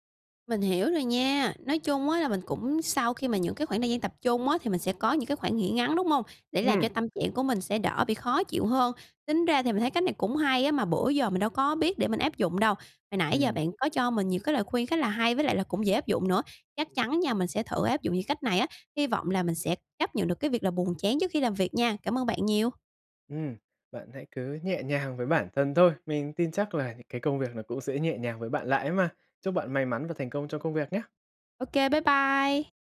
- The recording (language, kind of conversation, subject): Vietnamese, advice, Làm sao để chấp nhận cảm giác buồn chán trước khi bắt đầu làm việc?
- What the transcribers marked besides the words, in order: other street noise; laughing while speaking: "Ừm"; tapping